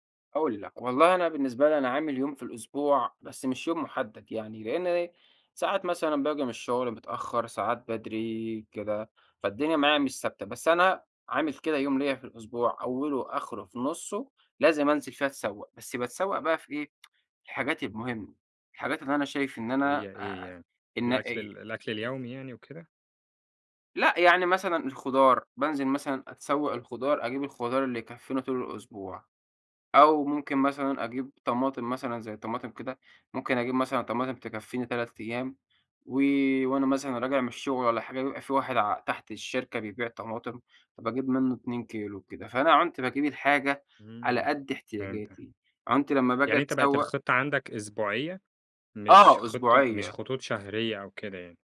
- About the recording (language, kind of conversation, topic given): Arabic, podcast, إزاي أتسوّق بميزانية معقولة من غير ما أصرف زيادة؟
- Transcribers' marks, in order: tsk